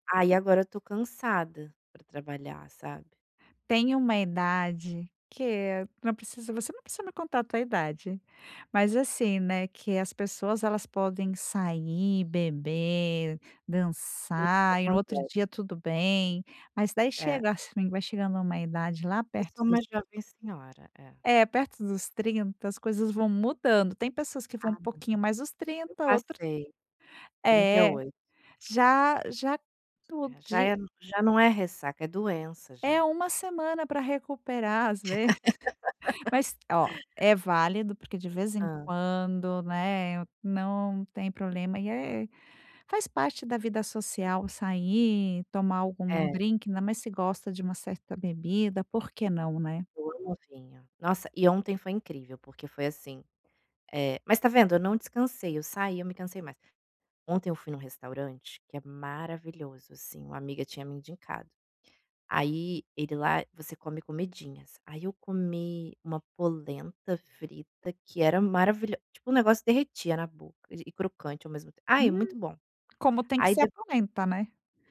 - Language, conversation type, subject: Portuguese, advice, Como posso equilibrar melhor trabalho e descanso no dia a dia?
- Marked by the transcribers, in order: other background noise; laugh; chuckle